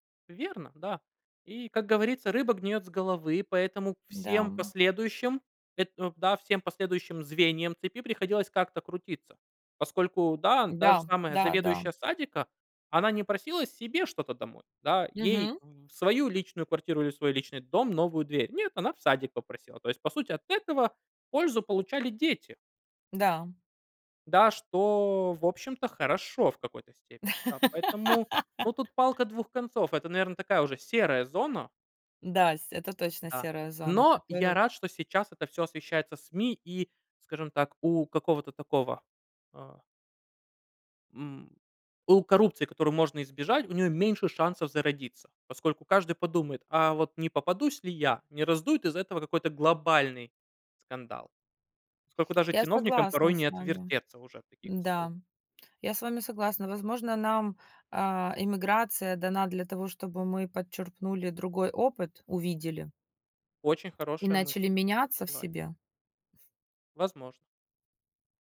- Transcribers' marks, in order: other background noise; laugh; tapping
- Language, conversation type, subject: Russian, unstructured, Как вы думаете, почему коррупция так часто обсуждается в СМИ?
- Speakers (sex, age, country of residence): female, 35-39, United States; male, 30-34, Romania